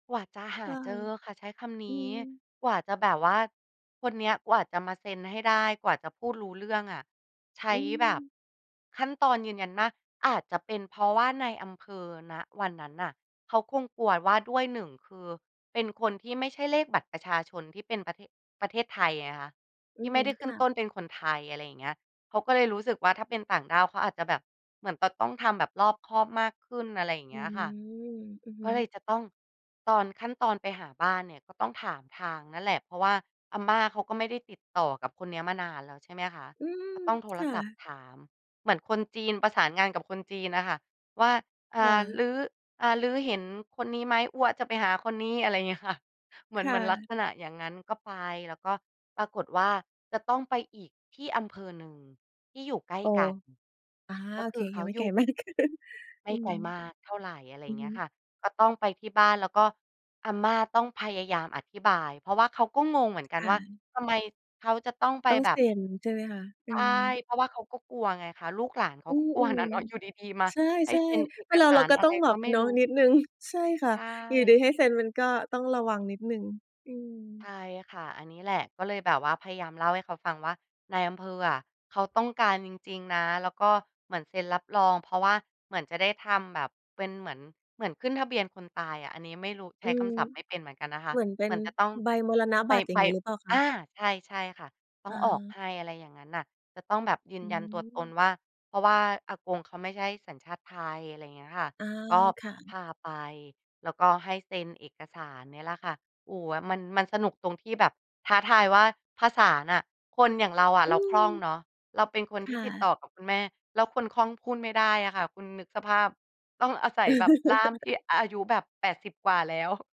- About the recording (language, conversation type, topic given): Thai, podcast, คุณเคยมีทริปเดินทางที่ได้ตามหารากเหง้าตระกูลหรือบรรพบุรุษบ้างไหม?
- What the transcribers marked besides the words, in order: laughing while speaking: "เงี้ยค่ะ"; laughing while speaking: "ไม่ได้เกิน"; laugh